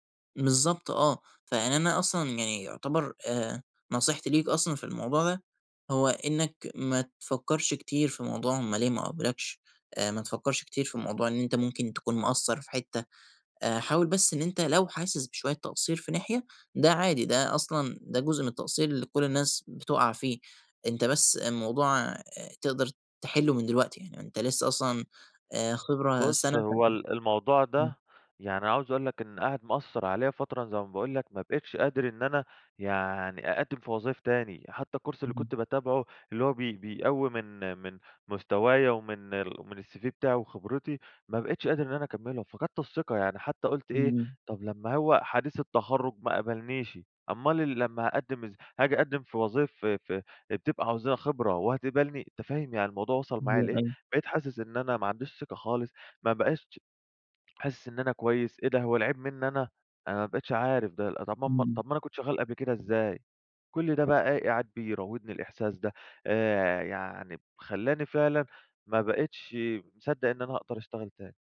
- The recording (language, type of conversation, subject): Arabic, advice, إزاي أتعامل مع فقدان الثقة في نفسي بعد ما شغلي اتنقد أو اترفض؟
- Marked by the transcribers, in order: in English: "الكورس"; in English: "الCV"